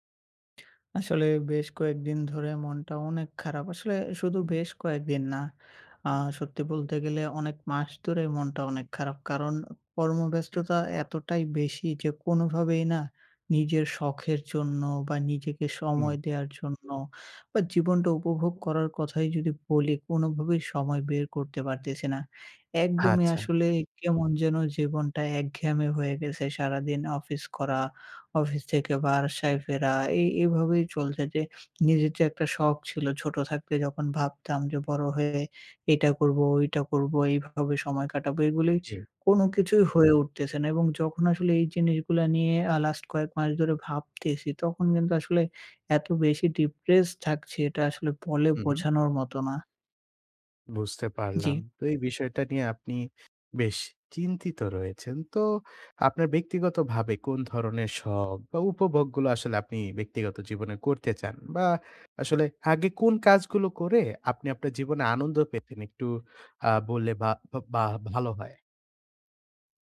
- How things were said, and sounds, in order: lip trill; other background noise; in English: "last"; in English: "depressed"
- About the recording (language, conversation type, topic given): Bengali, advice, আপনি কি অবসর সময়ে শখ বা আনন্দের জন্য সময় বের করতে পারছেন না?